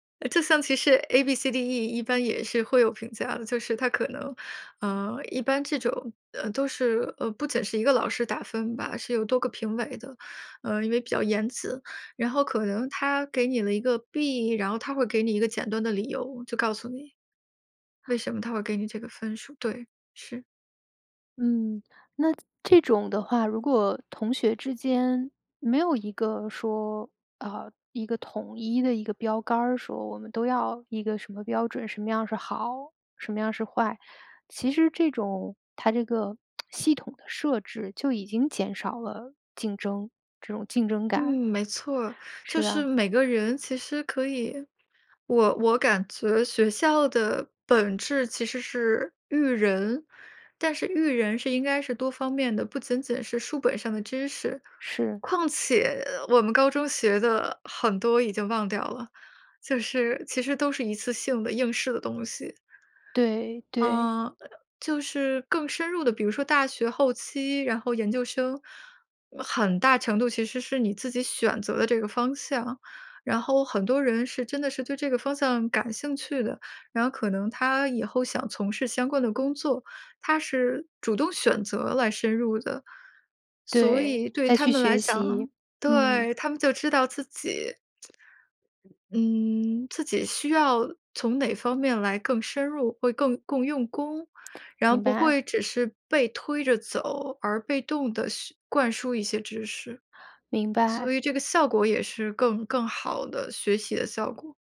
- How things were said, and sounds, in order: in English: "A-B-C-D-E"; other background noise; lip smack; tsk
- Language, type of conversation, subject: Chinese, podcast, 你怎么看待考试和测验的作用？